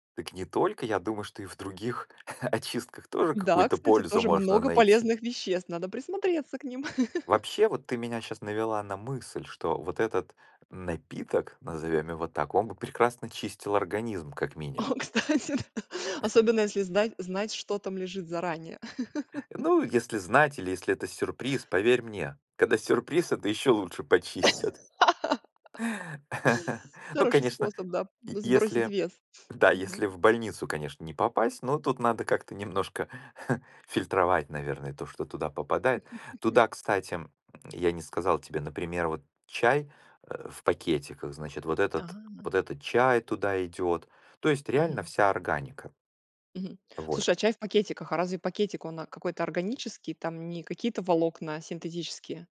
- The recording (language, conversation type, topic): Russian, podcast, Как ты начал(а) жить более экологично?
- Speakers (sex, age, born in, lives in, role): female, 40-44, Russia, Italy, host; male, 45-49, Ukraine, United States, guest
- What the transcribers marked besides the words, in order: chuckle; background speech; laugh; laughing while speaking: "О, кстати д"; chuckle; tapping; chuckle; laugh; chuckle; sniff; chuckle; chuckle; surprised: "А"